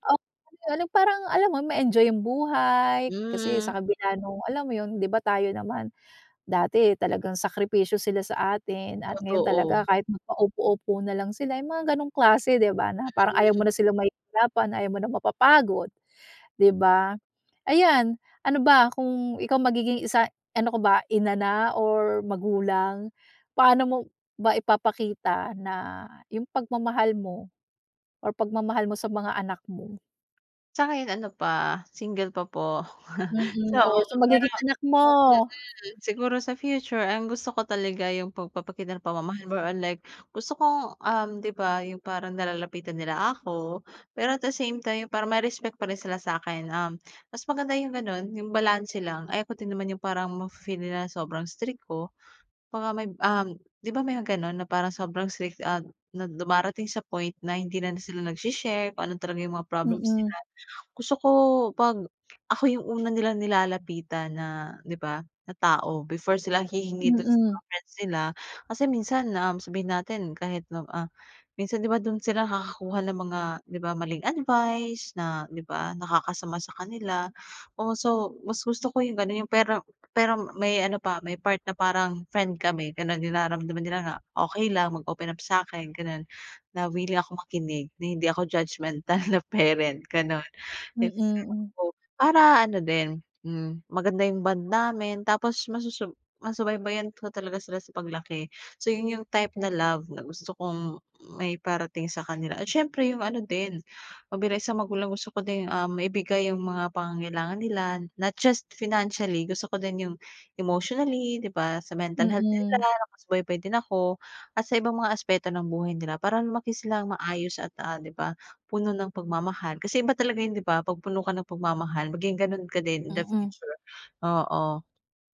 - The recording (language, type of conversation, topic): Filipino, podcast, Paano ipinapakita ng mga magulang mo ang pagmamahal nila sa’yo?
- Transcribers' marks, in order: laugh; other background noise; tapping; laughing while speaking: "judgemental na parent"; unintelligible speech